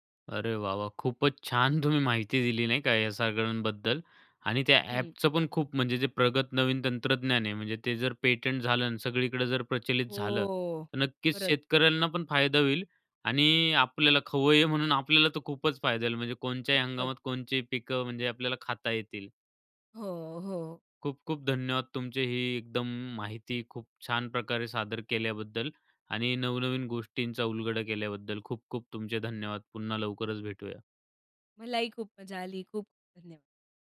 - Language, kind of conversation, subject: Marathi, podcast, हंगामी पिकं खाल्ल्याने तुम्हाला कोणते फायदे मिळतात?
- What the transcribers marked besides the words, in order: laughing while speaking: "तुम्ही"; in English: "पेटंट"; drawn out: "हो"; "कोणत्याही" said as "कोणच्याही"; "कोणते" said as "कोणचे"